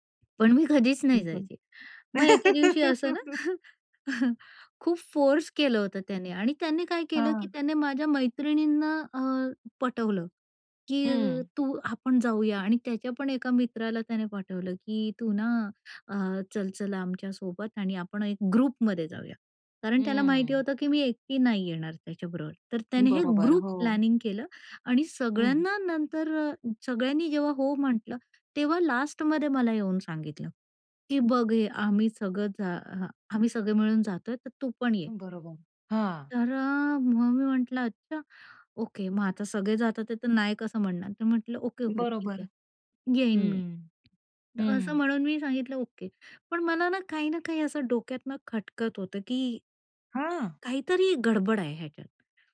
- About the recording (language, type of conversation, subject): Marathi, podcast, प्रेमासंबंधी निर्णय घेताना तुम्ही मनावर विश्वास का ठेवता?
- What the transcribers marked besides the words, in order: other background noise; laugh; chuckle; in English: "ग्रुपमध्ये"; in English: "ग्रुप प्लॅनिंग"; tapping; in English: "लास्टमध्ये"